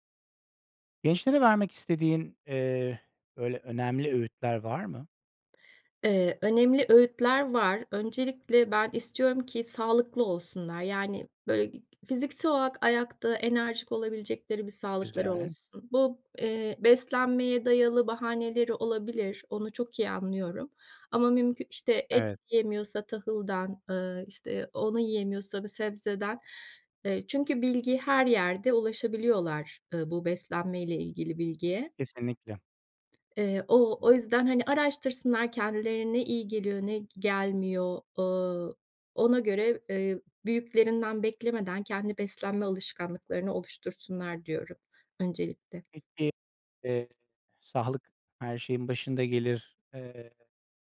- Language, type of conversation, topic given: Turkish, podcast, Gençlere vermek istediğiniz en önemli öğüt nedir?
- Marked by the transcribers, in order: other noise; other background noise; tapping; unintelligible speech